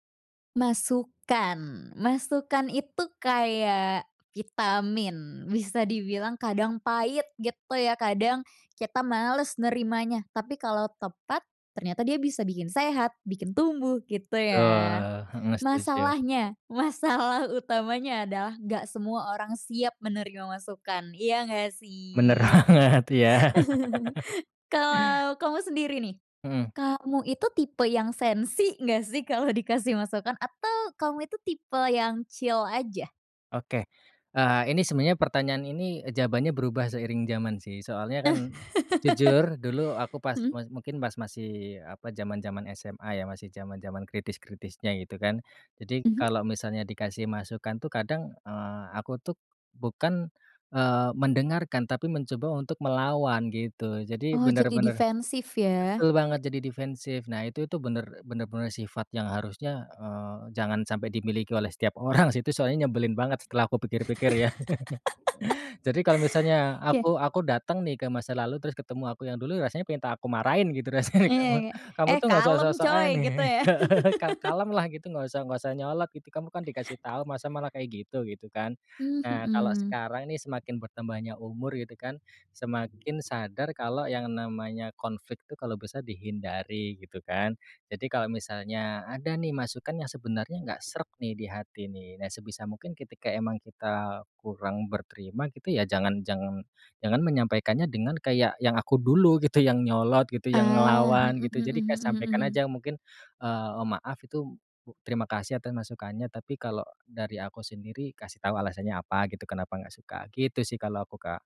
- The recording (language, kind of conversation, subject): Indonesian, podcast, Bagaimana cara kamu memberi dan menerima masukan tanpa merasa tersinggung?
- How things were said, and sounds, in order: laughing while speaking: "masalah"; laughing while speaking: "Bener banget, iya"; laugh; laughing while speaking: "dikasih"; in English: "chill"; laugh; tapping; laughing while speaking: "orang"; laugh; laughing while speaking: "rasanya, Kamu"; laugh; laugh; other background noise